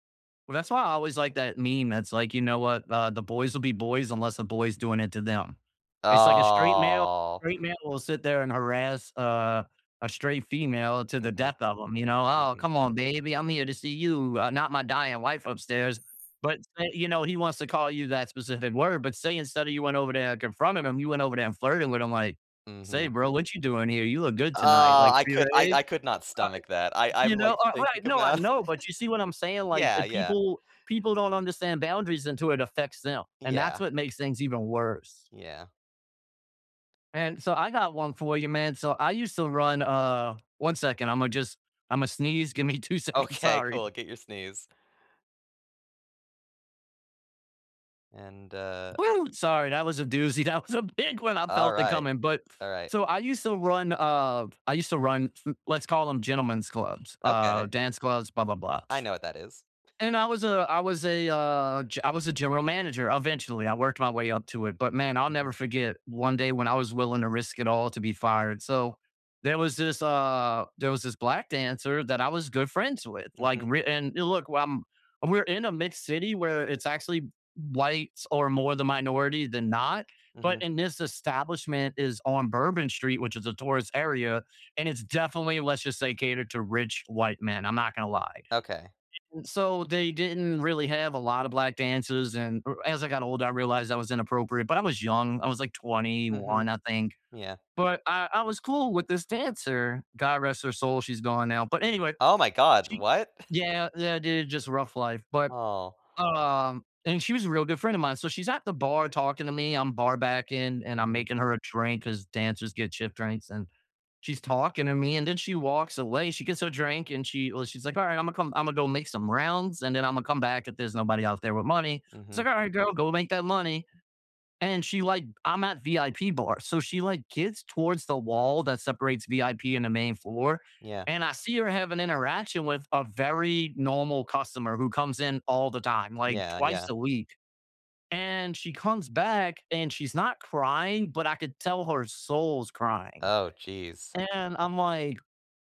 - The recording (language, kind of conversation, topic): English, unstructured, How can I stand up for what I believe without alienating others?
- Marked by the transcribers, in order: drawn out: "Oh"; put-on voice: "Oh, come on, baby. I'm … dying wife upstairs"; other background noise; laughing while speaking: "about"; laugh; tapping; laughing while speaking: "Give me two seconds. Sorry"; laughing while speaking: "Okay"; laughing while speaking: "That"; chuckle; scoff